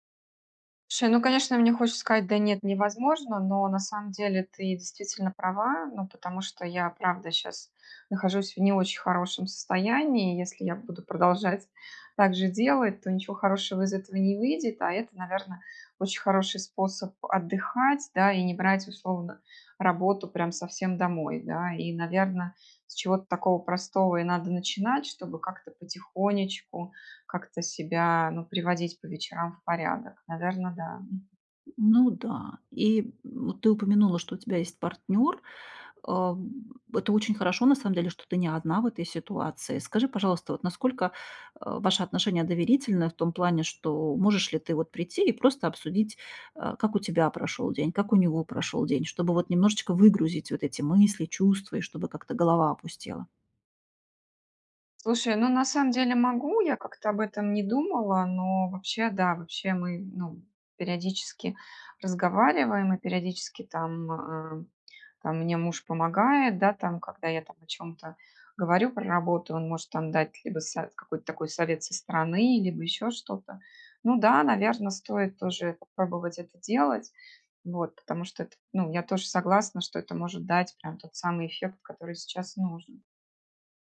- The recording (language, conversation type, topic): Russian, advice, Как справиться с бессонницей из‑за вечернего стресса или тревоги?
- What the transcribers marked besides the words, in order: tapping